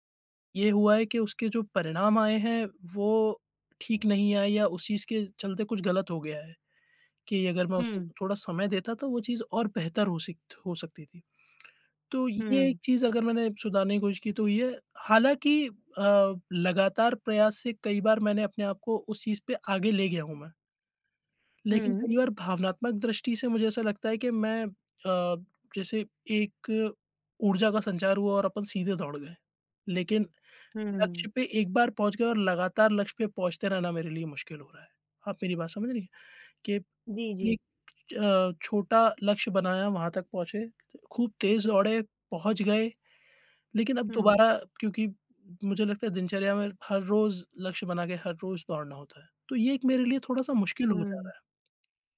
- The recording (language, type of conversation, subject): Hindi, advice, लगातार टालमटोल करके काम शुरू न कर पाना
- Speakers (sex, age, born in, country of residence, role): female, 25-29, India, India, advisor; male, 30-34, India, India, user
- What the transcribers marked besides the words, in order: other noise; tapping